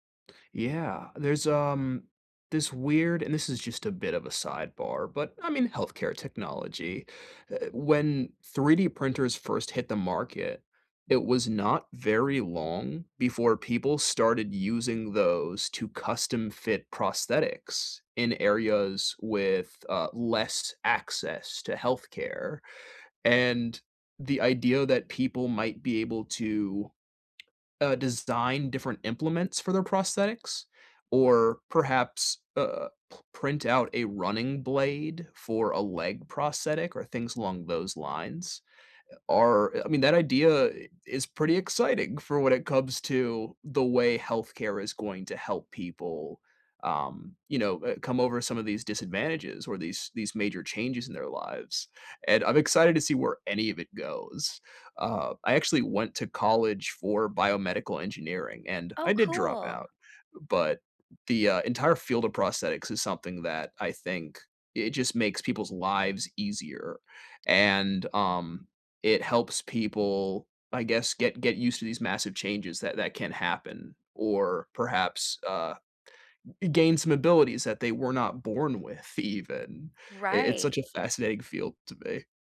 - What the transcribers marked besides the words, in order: tapping
- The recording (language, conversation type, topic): English, unstructured, What role do you think technology plays in healthcare?
- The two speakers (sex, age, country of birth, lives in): female, 40-44, United States, United States; male, 30-34, United States, United States